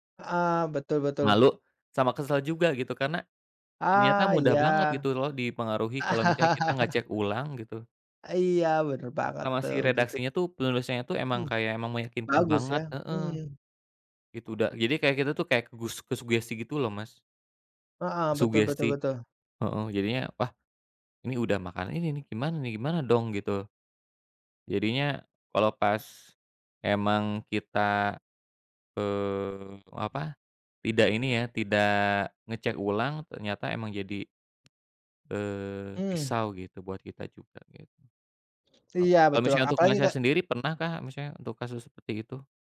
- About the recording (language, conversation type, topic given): Indonesian, unstructured, Bagaimana cara memilih berita yang tepercaya?
- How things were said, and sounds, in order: chuckle; other background noise; tapping